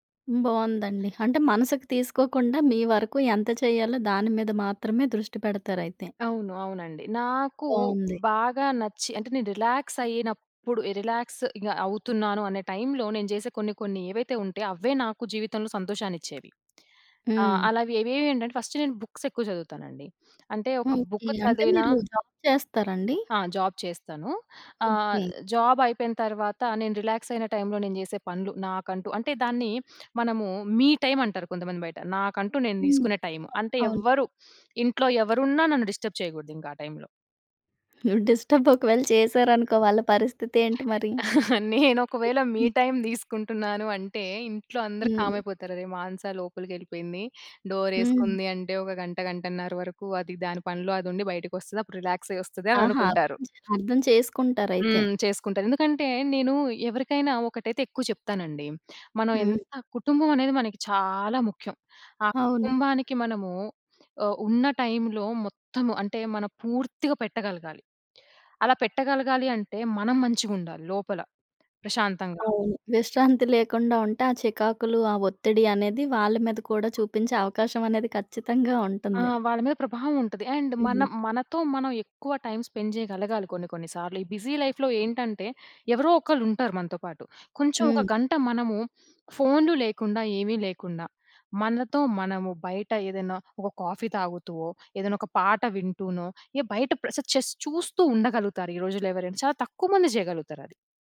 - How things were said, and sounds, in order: other noise; in English: "రిలాక్స్"; in English: "ఫస్ట్"; in English: "జాబ్"; in English: "జాబ్"; other background noise; in English: "డిస్టర్బ్"; laughing while speaking: "డిస్టర్బ్ ఒకవేళ చేశారనుకో వాళ్ళ పరిస్థితి ఏంటి మరి?"; in English: "డిస్టర్బ్"; laughing while speaking: "నేను"; in English: "కామ్"; in English: "రిలాక్స్"; stressed: "చాలా"; tapping; in English: "అండ్"; in English: "టైం స్పెండ్"; in English: "బిజీ లైఫ్‍లో"; in English: "కాఫీ"; in English: "జస్ట్"
- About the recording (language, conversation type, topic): Telugu, podcast, పని తర్వాత మీరు ఎలా విశ్రాంతి పొందుతారు?